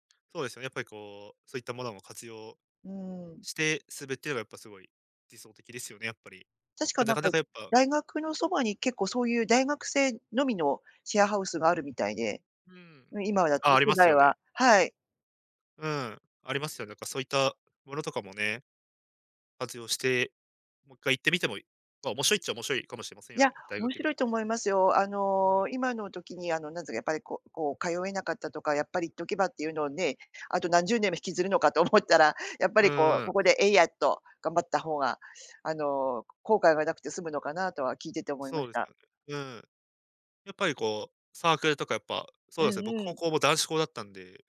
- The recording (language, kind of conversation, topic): Japanese, advice, 学校に戻って学び直すべきか、どう判断すればよいですか？
- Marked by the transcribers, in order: none